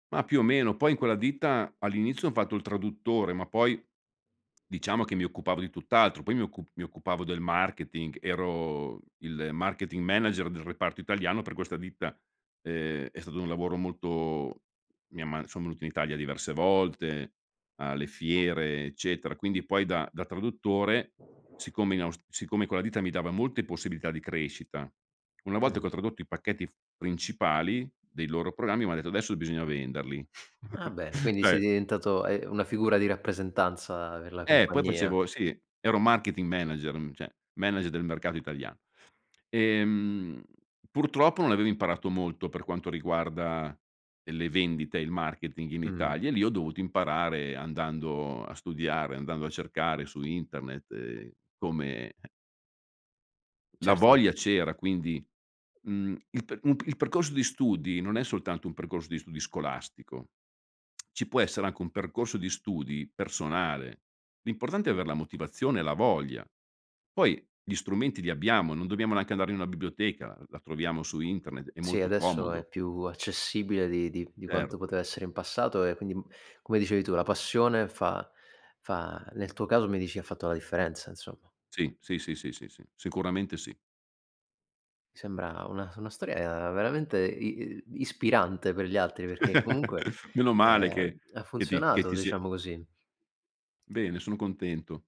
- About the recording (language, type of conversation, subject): Italian, podcast, Com’è cominciato il tuo percorso di studi?
- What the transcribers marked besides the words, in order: tapping; other background noise; chuckle; laughing while speaking: "ceh"; "Cioè" said as "ceh"; "cioè" said as "ceh"; "Certo" said as "cerso"; tongue click; laugh